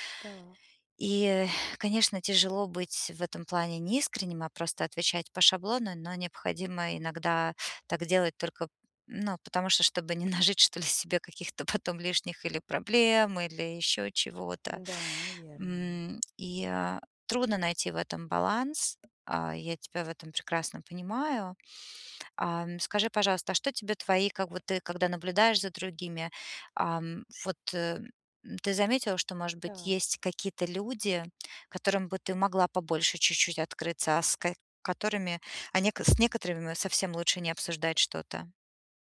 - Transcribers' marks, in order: exhale; stressed: "проблем"; tapping
- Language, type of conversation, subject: Russian, advice, Как мне сочетать искренность с желанием вписаться в новый коллектив, не теряя себя?
- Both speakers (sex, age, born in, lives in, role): female, 25-29, Russia, United States, user; female, 40-44, Russia, United States, advisor